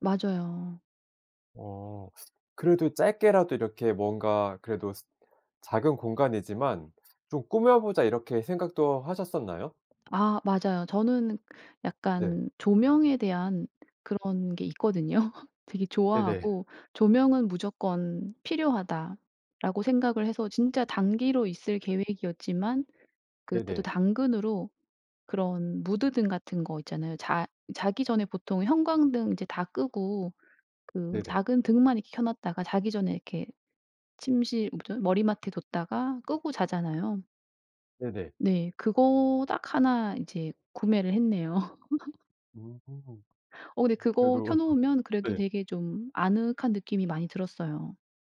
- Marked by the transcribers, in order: other background noise; laugh; laugh; laugh
- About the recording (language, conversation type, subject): Korean, podcast, 작은 집에서도 더 편하게 생활할 수 있는 팁이 있나요?